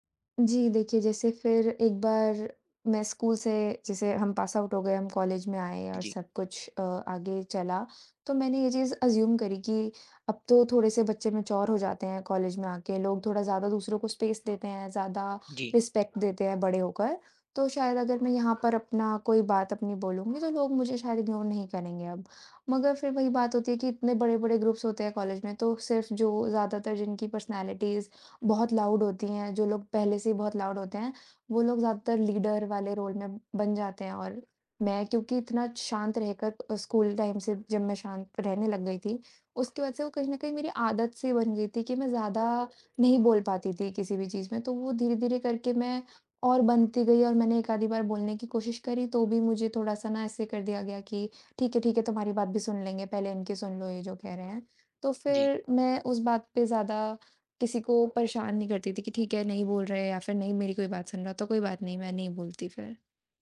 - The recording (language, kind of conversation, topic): Hindi, advice, बातचीत में असहज होने पर मैं हर बार चुप क्यों हो जाता हूँ?
- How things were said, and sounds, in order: in English: "पास आउट"; in English: "एज़्यूम"; in English: "मैच्योर"; in English: "स्पेस"; in English: "रिस्पेक्ट"; in English: "इग्नोर"; in English: "ग्रुप्स"; in English: "पर्सनैलिटीज़"; in English: "लाउड"; in English: "लाउड"; in English: "लीडर"; in English: "रोल"; in English: "टाइम"